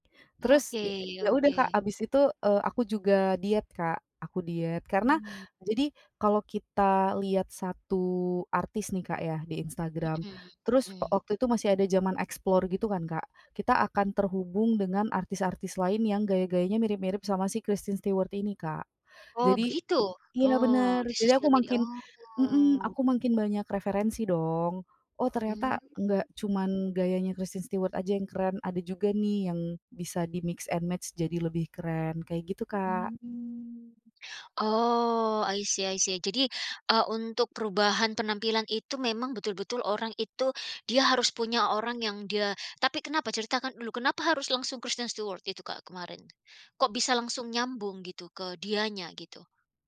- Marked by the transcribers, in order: other background noise; tapping; in English: "di-mix and match"; in English: "i see i see"
- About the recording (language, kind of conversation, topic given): Indonesian, podcast, Bagaimana media sosial mengubah cara kamu menampilkan diri?
- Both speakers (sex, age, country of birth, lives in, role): female, 25-29, Indonesia, Indonesia, guest; female, 45-49, Indonesia, United States, host